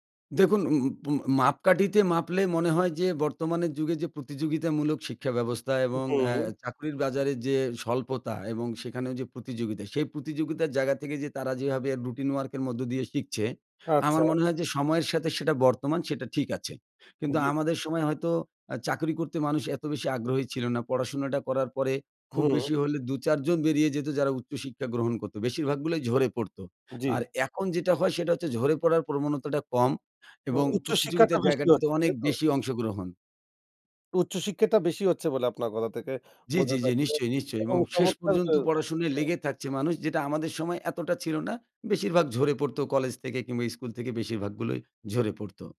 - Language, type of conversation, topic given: Bengali, podcast, স্কুল-কলেজের সময়ের স্টাইল আজকের থেকে কতটা আলাদা?
- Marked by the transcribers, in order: none